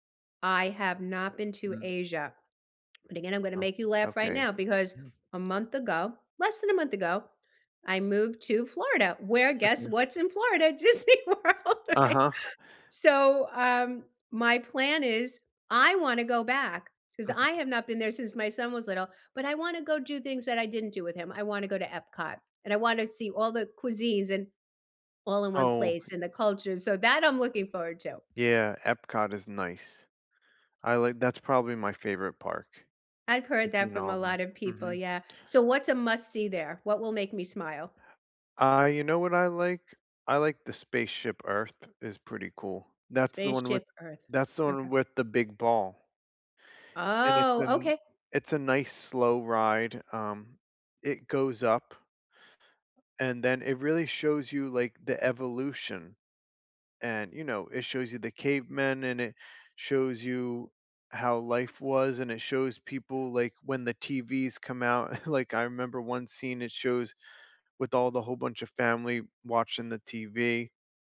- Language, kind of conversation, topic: English, unstructured, What is your favorite travel memory that always makes you smile?
- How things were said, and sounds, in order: other background noise; tapping; unintelligible speech; laughing while speaking: "Disney World, right?"; chuckle